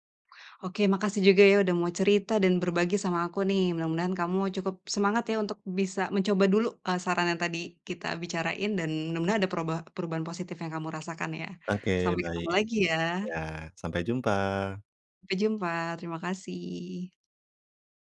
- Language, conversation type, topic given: Indonesian, advice, Bagaimana cara memulai tugas besar yang membuat saya kewalahan?
- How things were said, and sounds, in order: none